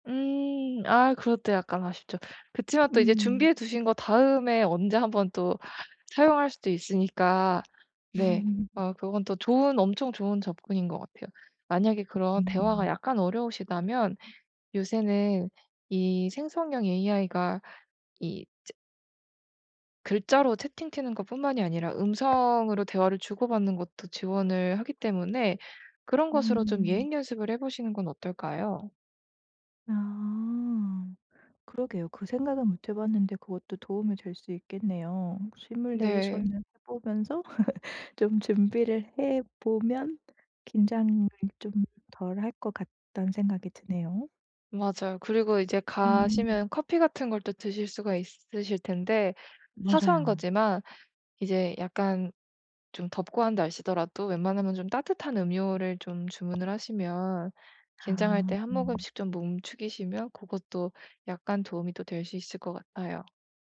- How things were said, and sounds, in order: tapping; other background noise; laugh
- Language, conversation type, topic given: Korean, advice, 사교 모임에서 긴장을 줄이고 더 편안하고 자연스럽게 행동하려면 어떻게 해야 하나요?
- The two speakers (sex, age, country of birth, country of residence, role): female, 25-29, South Korea, Germany, advisor; female, 35-39, South Korea, Germany, user